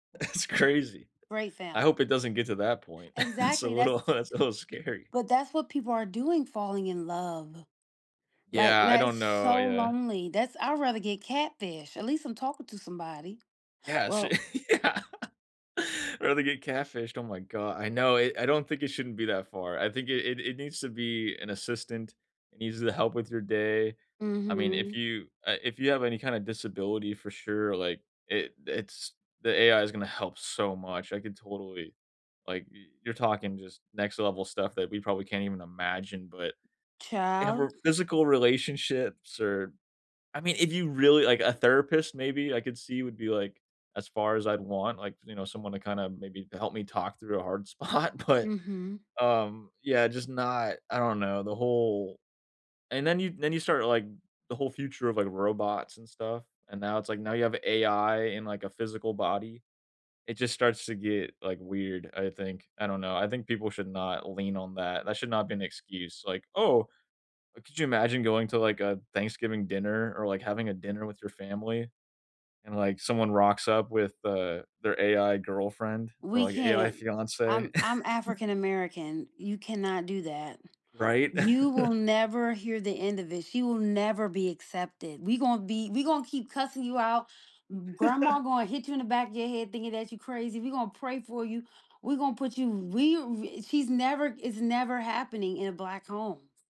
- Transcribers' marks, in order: laughing while speaking: "That's crazy"; chuckle; laughing while speaking: "that's a little scary"; background speech; stressed: "so"; tapping; chuckle; laughing while speaking: "Yeah"; laughing while speaking: "spot. But"; chuckle; chuckle; alarm; chuckle
- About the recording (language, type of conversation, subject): English, unstructured, What new technology has made your life easier recently?
- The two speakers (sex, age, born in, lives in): female, 35-39, United States, United States; male, 25-29, United States, United States